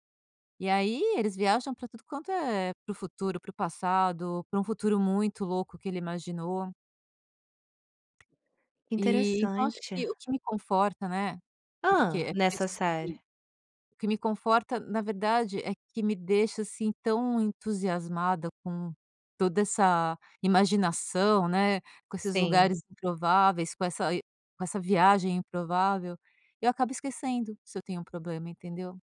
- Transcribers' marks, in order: tapping
- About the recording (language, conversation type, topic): Portuguese, podcast, Me conta, qual série é seu refúgio quando tudo aperta?